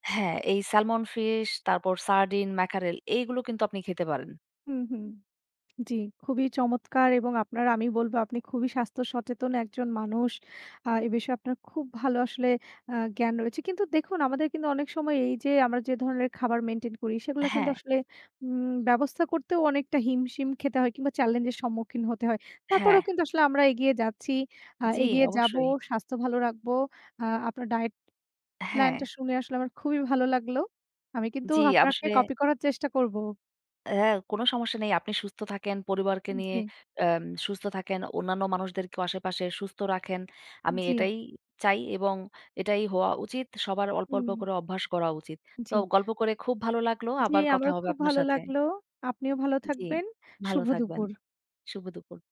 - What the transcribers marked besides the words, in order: in English: "ডায়েট প্ল্যান"; "আসলে" said as "আবসলে"
- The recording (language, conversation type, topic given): Bengali, unstructured, তুমি কীভাবে তোমার শারীরিক স্বাস্থ্য বজায় রাখো?